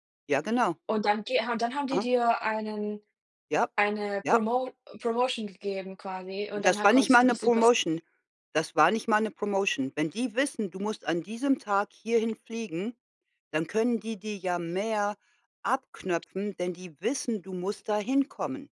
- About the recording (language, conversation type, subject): German, unstructured, Was sagt dein Lieblingskleidungsstück über dich aus?
- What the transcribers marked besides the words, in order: other background noise; stressed: "mehr"; stressed: "wissen"